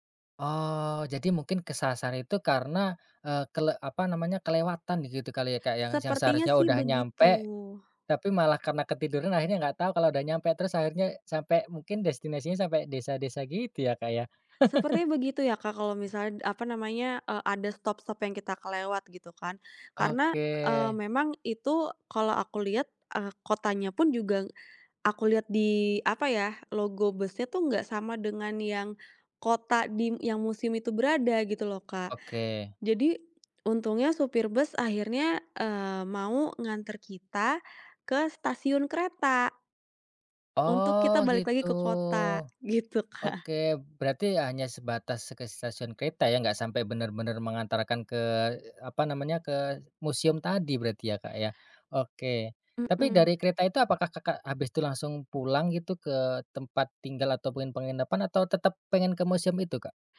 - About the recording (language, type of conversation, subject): Indonesian, podcast, Pernahkah kamu nekat pergi ke tempat asing tanpa rencana?
- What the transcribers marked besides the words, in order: tapping; chuckle; other background noise; chuckle